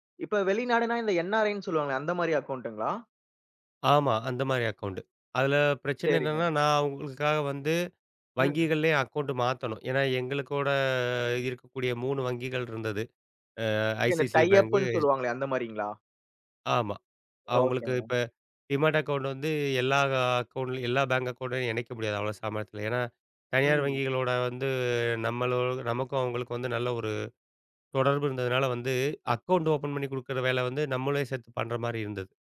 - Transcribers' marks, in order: in English: "அக்கவுண்ட்ங்களா?"; in English: "அக்கவுண்ட்"; in English: "அக்கவுண்ட்"; drawn out: "எங்களுக்கூட"; in English: "டையப்ன்னு"; in English: "டீமேட் அக்கவுண்ட்"; in English: "அக்கவுண்ட்லயும்"; in English: "பேங்க் அக்கவுண்ட்லயும்"; tapping; drawn out: "வந்து"; in English: "அக்கவுண்ட்"
- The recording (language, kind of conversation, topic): Tamil, podcast, அனுபவம் இல்லாமலே ஒரு புதிய துறையில் வேலைக்கு எப்படி சேரலாம்?